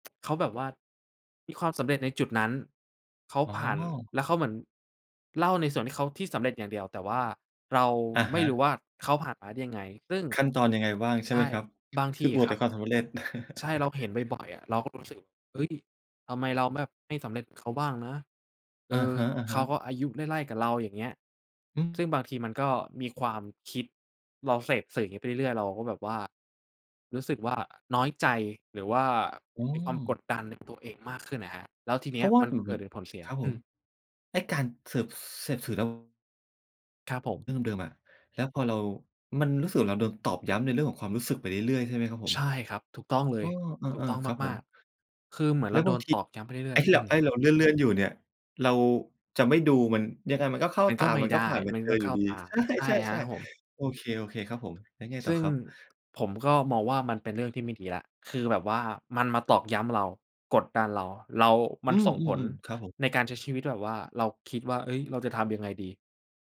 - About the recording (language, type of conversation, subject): Thai, podcast, คุณเคยลองดีท็อกซ์ดิจิทัลไหม และผลเป็นอย่างไรบ้าง?
- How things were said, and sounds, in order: other background noise; chuckle; other noise